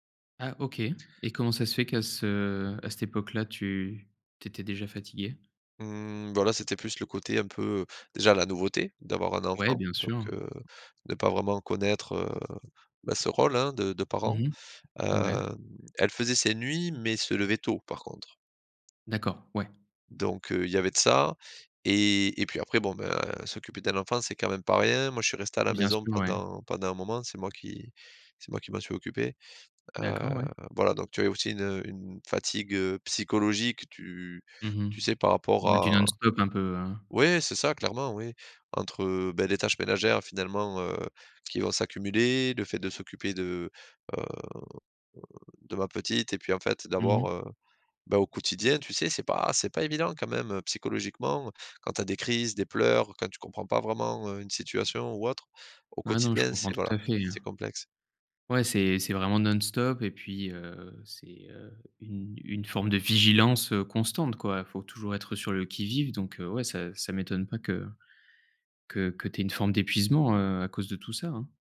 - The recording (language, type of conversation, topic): French, advice, Comment puis-je réduire la fatigue mentale et le manque d’énergie pour rester concentré longtemps ?
- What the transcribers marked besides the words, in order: tapping